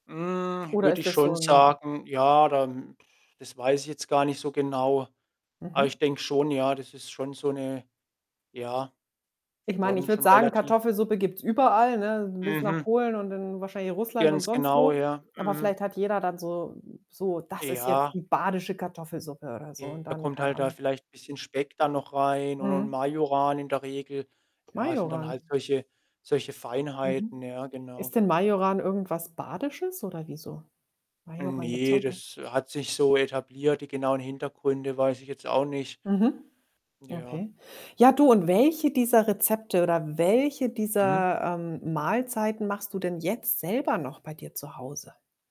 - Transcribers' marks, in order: static; unintelligible speech; blowing; unintelligible speech; other background noise; tapping
- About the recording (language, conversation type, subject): German, podcast, Welche Mahlzeit bedeutet für dich Heimat, und warum?